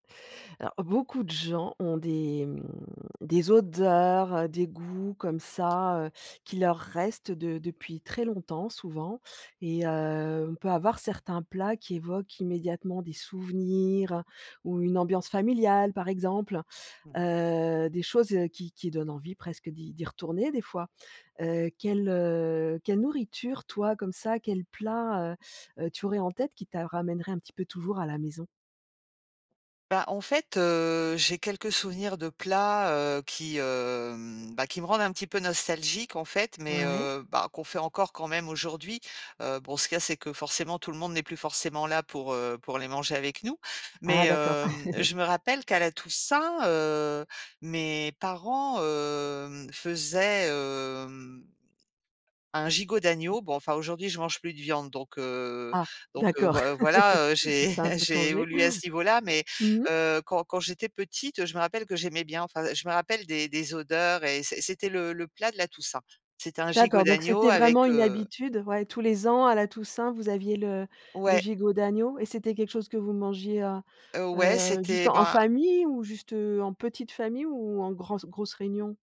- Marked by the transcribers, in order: drawn out: "mmh"; tapping; drawn out: "hem"; laugh; drawn out: "hem"; chuckle; laugh; "grande" said as "gransse"
- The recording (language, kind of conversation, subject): French, podcast, Quelle nourriture te fait toujours te sentir comme à la maison ?